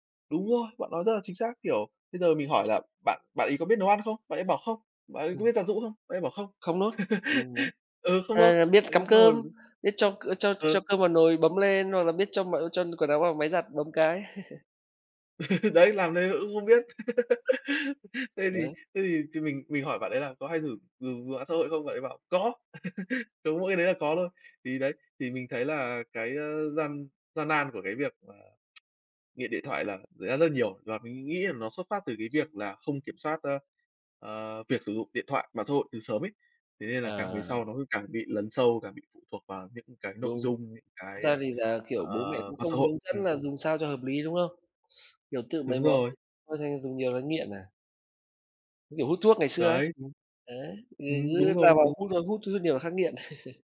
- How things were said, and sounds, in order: tapping; laugh; other background noise; laugh; laugh; tsk; unintelligible speech; tsk; laugh
- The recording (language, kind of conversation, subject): Vietnamese, unstructured, Bạn sẽ cảm thấy thế nào nếu bị mất điện thoại trong một ngày?